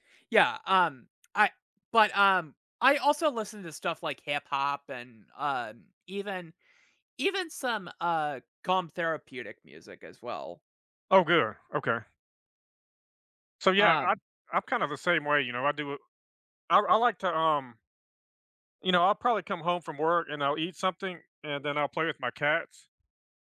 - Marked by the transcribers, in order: tsk
- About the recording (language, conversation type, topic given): English, unstructured, What helps you recharge when life gets overwhelming?